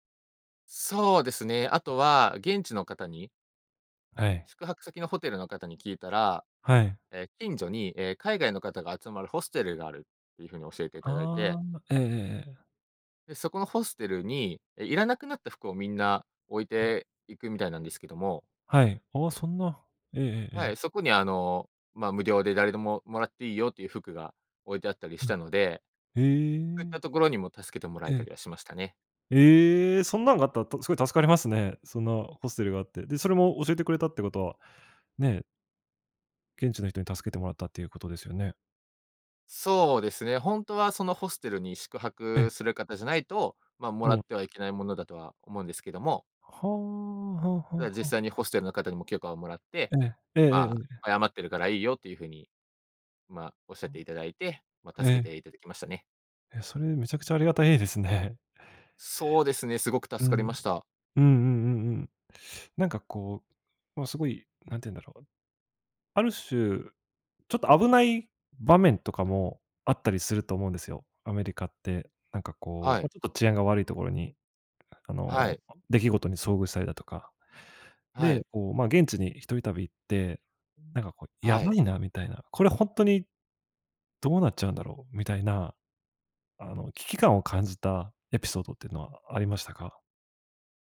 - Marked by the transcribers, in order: joyful: "ええ、そんなんがあったら、と、すごい助かりますね"; inhale
- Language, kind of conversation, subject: Japanese, podcast, 初めての一人旅で学んだことは何ですか？